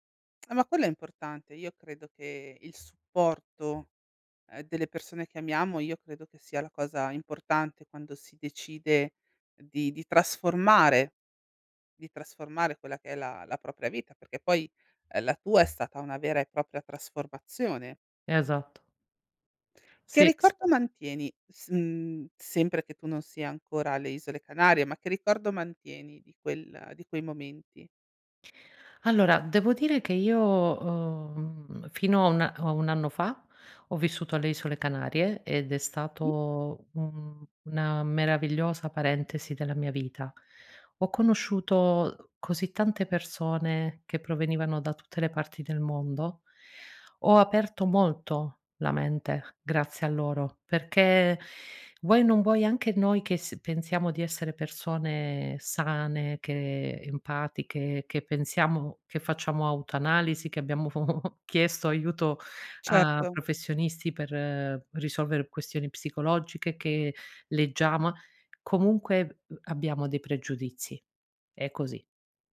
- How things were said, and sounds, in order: other background noise; chuckle
- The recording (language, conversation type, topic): Italian, podcast, Qual è stata una sfida che ti ha fatto crescere?